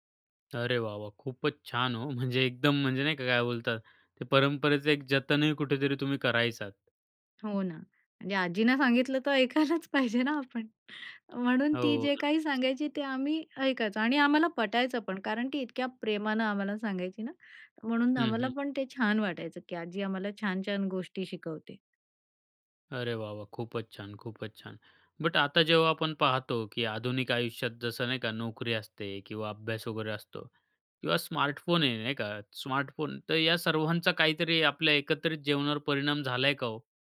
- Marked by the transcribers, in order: laughing while speaking: "म्हणजे"; laughing while speaking: "ऐकायलाच पाहिजे ना आपण"; other background noise; in English: "बट"
- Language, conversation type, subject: Marathi, podcast, एकत्र जेवण हे परंपरेच्या दृष्टीने तुमच्या घरी कसं असतं?